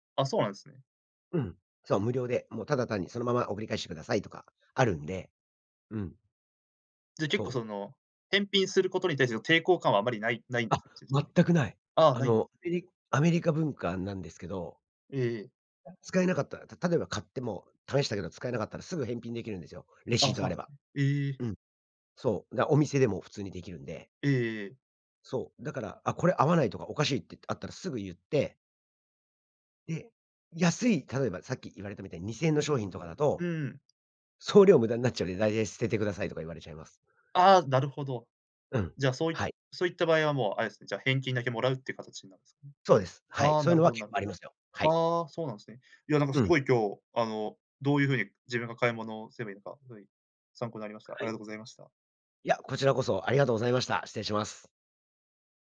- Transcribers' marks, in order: unintelligible speech; unintelligible speech; tapping
- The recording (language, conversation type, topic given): Japanese, podcast, オンラインでの買い物で失敗したことはありますか？